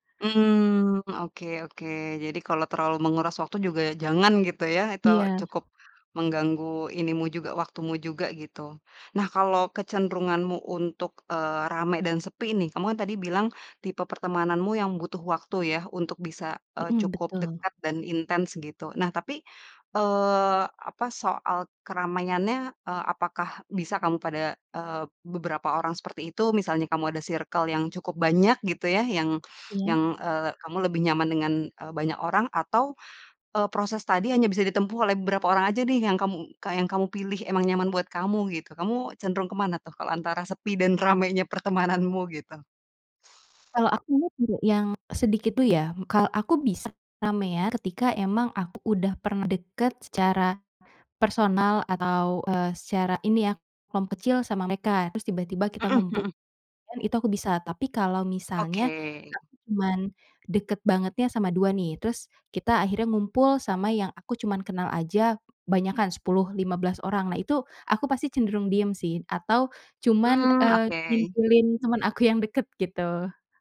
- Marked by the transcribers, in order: other background noise; tapping; laughing while speaking: "ramainya pertemananmu"; unintelligible speech; unintelligible speech
- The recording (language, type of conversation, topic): Indonesian, advice, Bagaimana cara mendapatkan teman dan membangun jaringan sosial di kota baru jika saya belum punya teman atau jaringan apa pun?